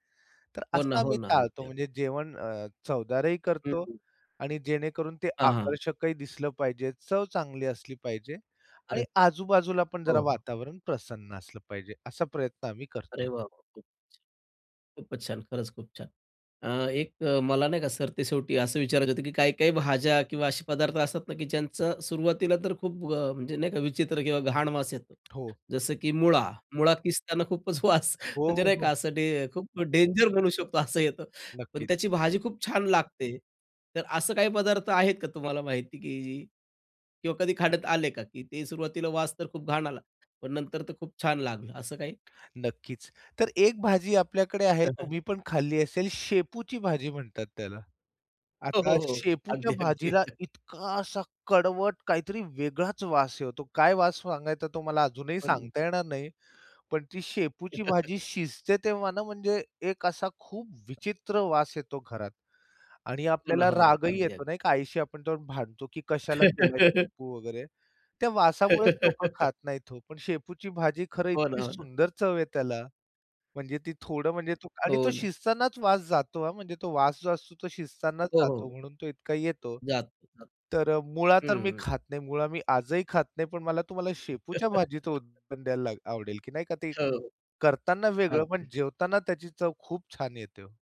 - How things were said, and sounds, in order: other background noise; laughing while speaking: "खूपच वास"; tapping; laughing while speaking: "अगदी, अगदी"; chuckle; chuckle; laugh; laugh; laugh
- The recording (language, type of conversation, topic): Marathi, podcast, किचनमधला सुगंध तुमच्या घरातला मूड कसा बदलतो असं तुम्हाला वाटतं?